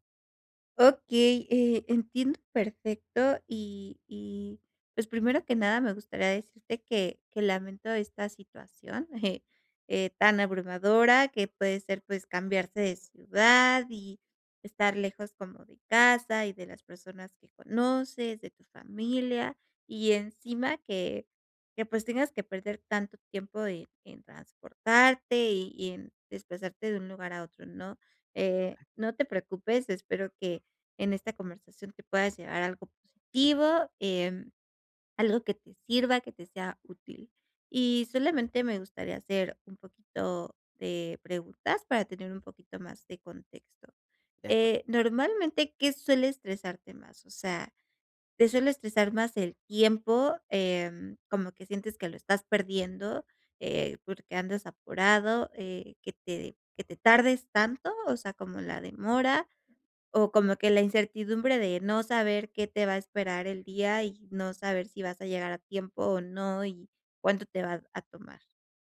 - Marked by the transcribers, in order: other noise; other background noise
- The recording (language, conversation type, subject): Spanish, advice, ¿Cómo puedo reducir el estrés durante los desplazamientos y las conexiones?